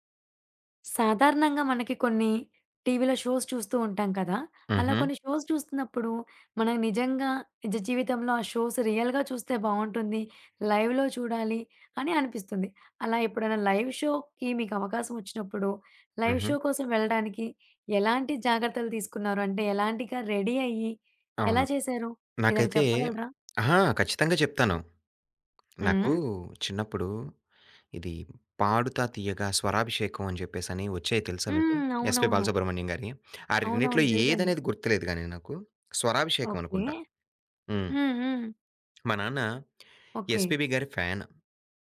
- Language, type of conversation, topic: Telugu, podcast, ప్రత్యక్ష కార్యక్రమానికి వెళ్లేందుకు మీరు చేసిన ప్రయాణం గురించి ఒక కథ చెప్పగలరా?
- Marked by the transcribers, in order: in English: "షోస్"; in English: "షోస్"; in English: "షోస్ రియల్‌గా"; in English: "లైవ్‌లో"; in English: "లైవ్ షోకి"; in English: "లైవ్ షో"; in English: "రెడీ"; tapping; other background noise